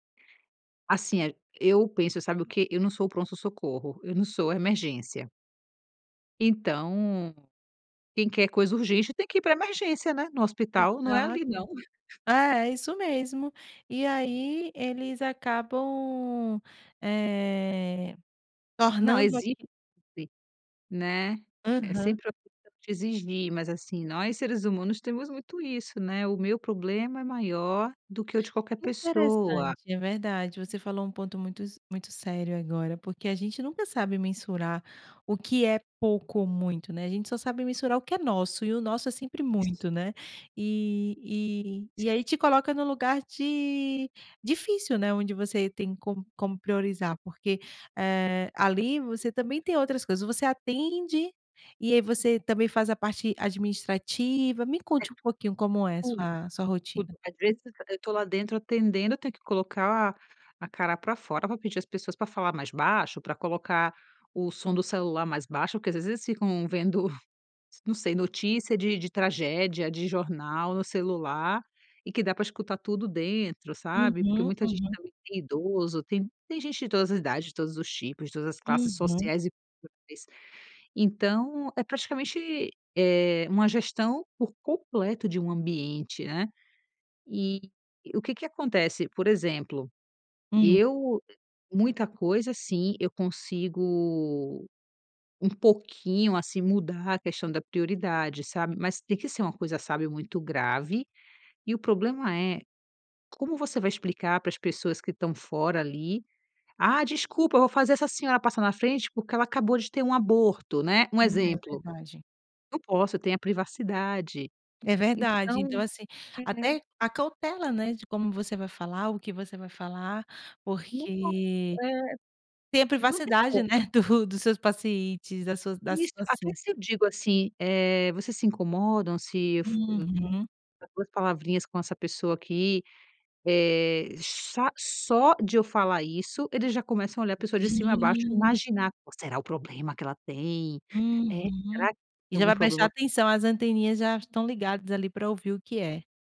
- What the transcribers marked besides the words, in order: other background noise; put-on voice: "Qual será o problema que ela tem"
- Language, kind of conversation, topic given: Portuguese, podcast, Como você prioriza tarefas quando tudo parece urgente?